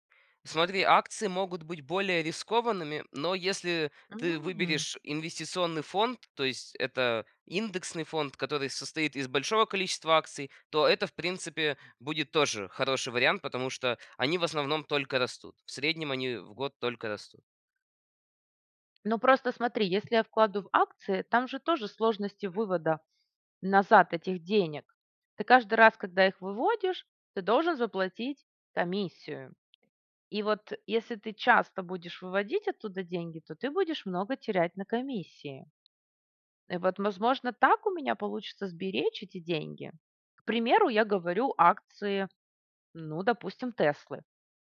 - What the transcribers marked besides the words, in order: none
- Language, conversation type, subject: Russian, advice, Что вас тянет тратить сбережения на развлечения?